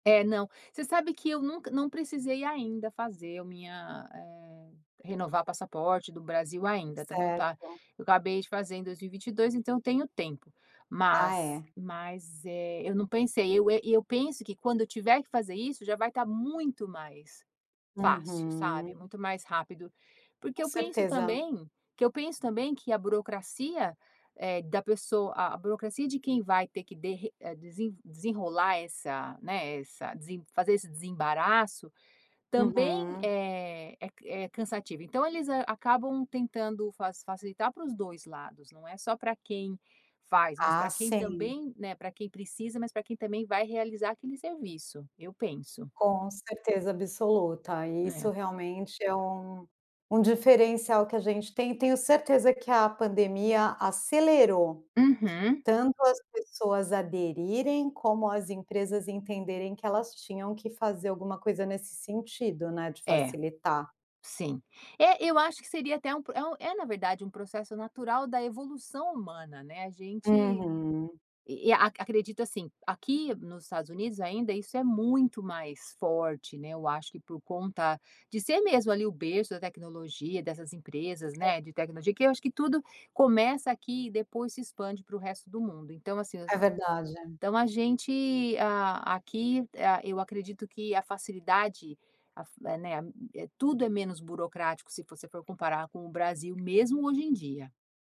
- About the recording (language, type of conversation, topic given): Portuguese, podcast, Você imagina um futuro sem filas ou burocracia?
- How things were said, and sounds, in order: none